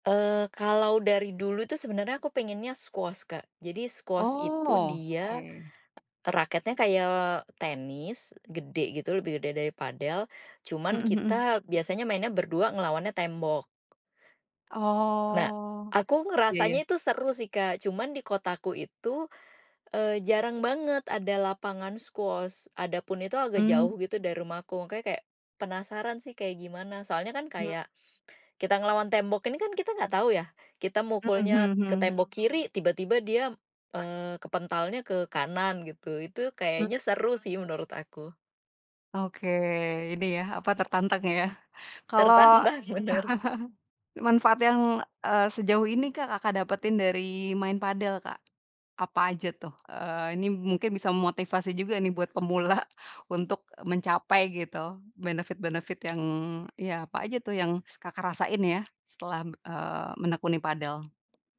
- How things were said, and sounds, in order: in English: "squash"; in English: "squash"; chuckle; laughing while speaking: "Tertantang"; other background noise; laughing while speaking: "pemula"; in English: "benefit-benefit"; tapping
- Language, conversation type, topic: Indonesian, podcast, Jika kamu ingin memberi saran untuk pemula, apa tiga hal terpenting yang perlu mereka perhatikan?